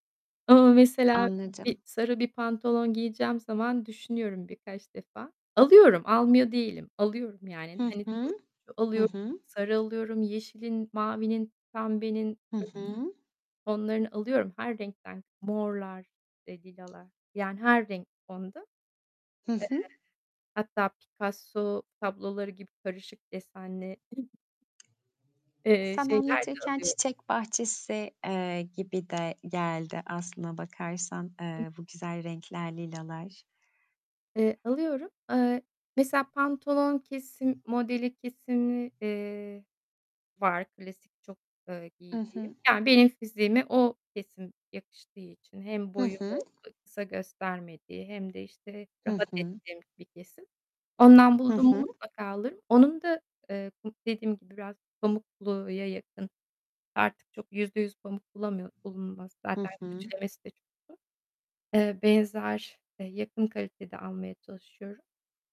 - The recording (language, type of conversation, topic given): Turkish, podcast, Kıyafetler sence ruh halini nasıl etkiliyor?
- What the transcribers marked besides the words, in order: distorted speech; static; tapping; other noise; other background noise